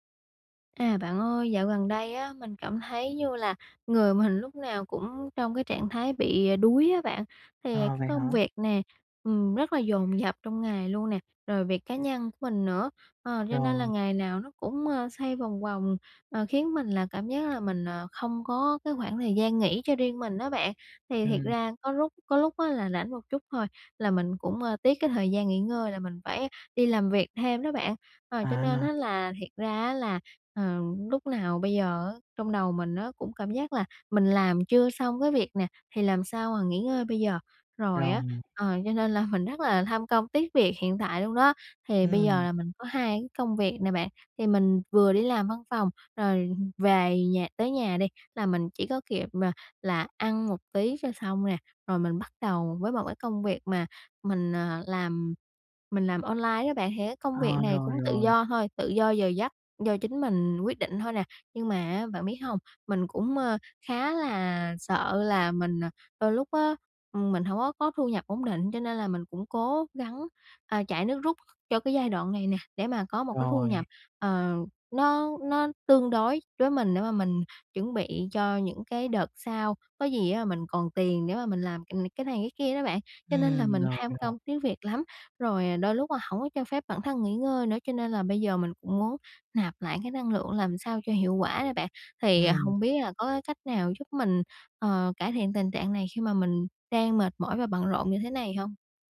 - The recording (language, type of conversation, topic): Vietnamese, advice, Làm sao để nạp lại năng lượng hiệu quả khi mệt mỏi và bận rộn?
- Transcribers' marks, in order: other background noise; tapping; laughing while speaking: "là"